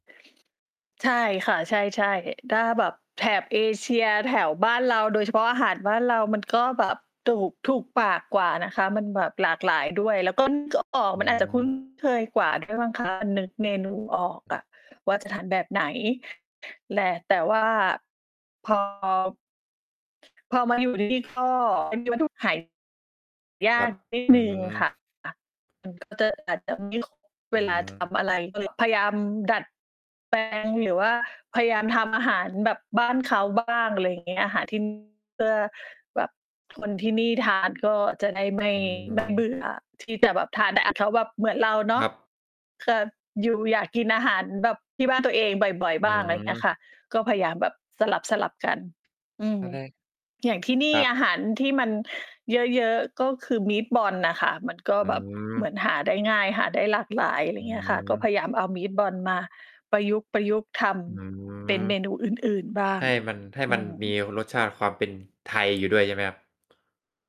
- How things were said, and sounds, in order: other background noise; distorted speech; in English: "Meatballs"; in English: "Meatballs"; mechanical hum
- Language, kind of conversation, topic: Thai, unstructured, คุณเคยลองทำอาหารต่างประเทศไหม แล้วเป็นอย่างไรบ้าง?